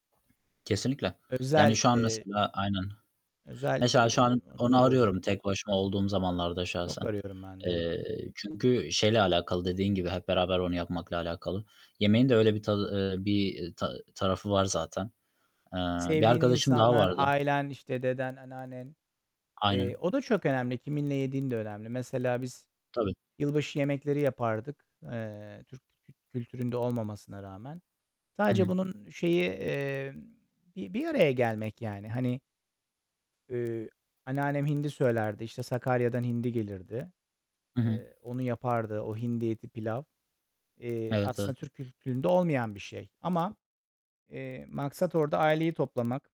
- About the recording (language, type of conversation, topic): Turkish, unstructured, Unutamadığın bir yemek anın var mı?
- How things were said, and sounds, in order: distorted speech; other background noise; tapping